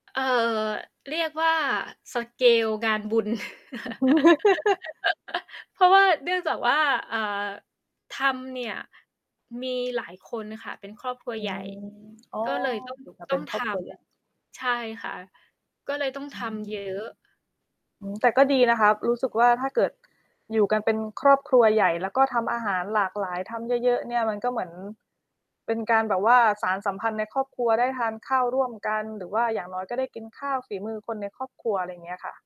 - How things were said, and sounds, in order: in English: "สเกล"; chuckle; laugh; static; distorted speech
- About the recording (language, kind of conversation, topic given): Thai, unstructured, คุณชอบทำอาหารกินเองหรือชอบซื้ออาหารมากินมากกว่ากัน?